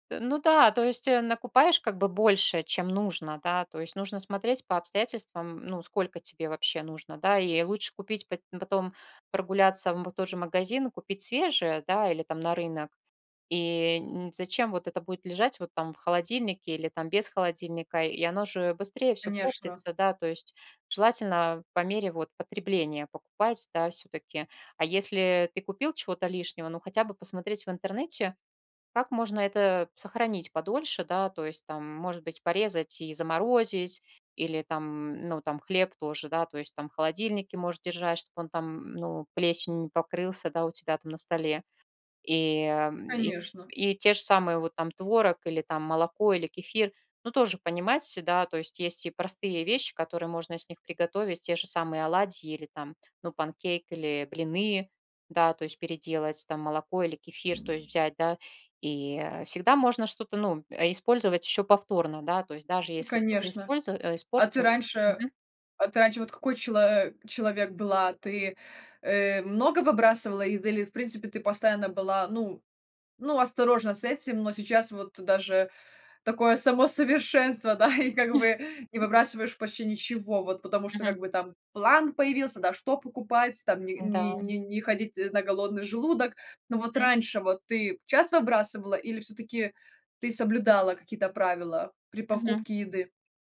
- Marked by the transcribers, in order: tapping; chuckle; laugh
- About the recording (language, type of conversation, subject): Russian, podcast, Какие у вас есть советы, как уменьшить пищевые отходы дома?